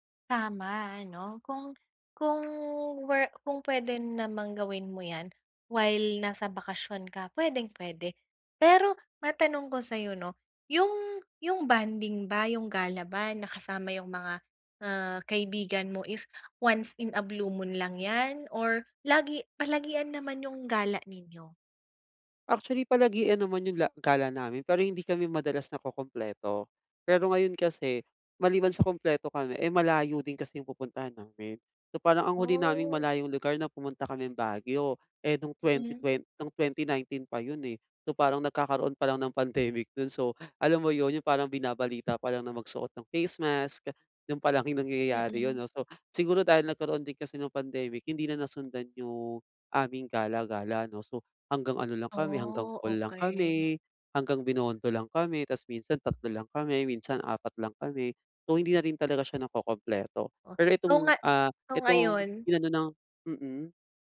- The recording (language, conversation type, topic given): Filipino, advice, Paano ko dapat timbangin ang oras kumpara sa pera?
- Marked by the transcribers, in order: in English: "is once in a blue moon"